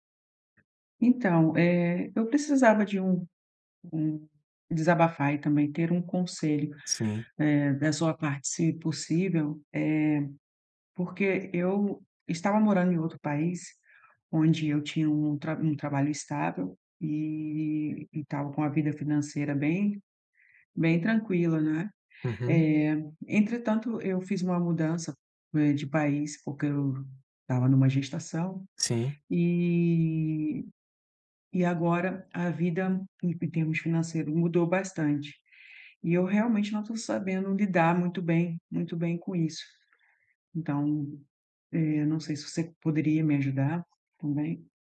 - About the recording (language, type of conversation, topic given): Portuguese, advice, Como posso reduzir meu consumo e viver bem com menos coisas no dia a dia?
- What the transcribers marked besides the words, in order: none